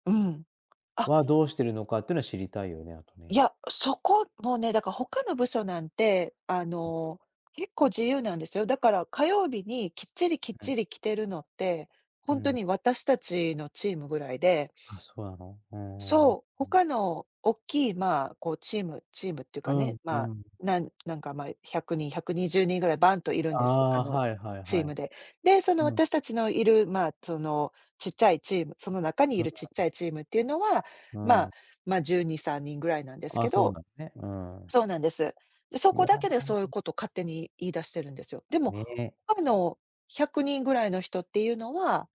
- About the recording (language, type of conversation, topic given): Japanese, advice, リモート勤務や柔軟な働き方について会社とどのように調整すればよいですか？
- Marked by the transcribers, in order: tapping; unintelligible speech